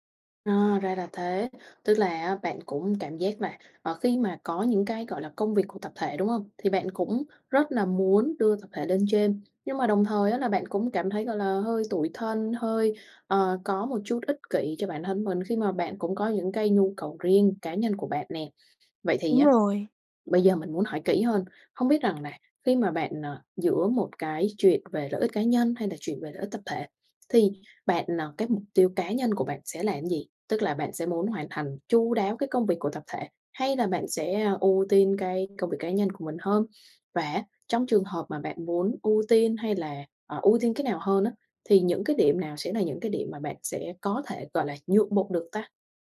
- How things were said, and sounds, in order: tapping
- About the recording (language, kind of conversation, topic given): Vietnamese, advice, Làm thế nào để cân bằng lợi ích cá nhân và lợi ích tập thể ở nơi làm việc?